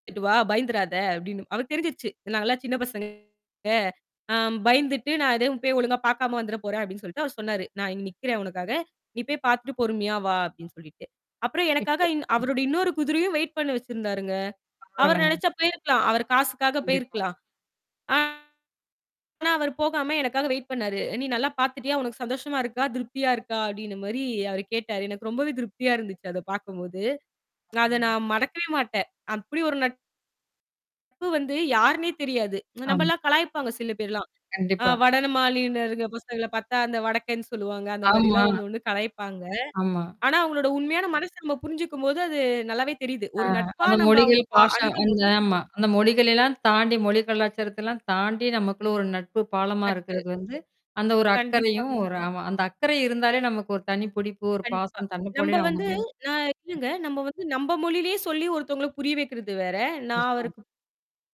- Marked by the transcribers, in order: distorted speech; static; "வடமாநில" said as "வடனமாநிலர்க்"
- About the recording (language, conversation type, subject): Tamil, podcast, புதிய இடத்தில் புதிய நண்பர்களைச் சந்திக்க நீங்கள் என்ன செய்கிறீர்கள்?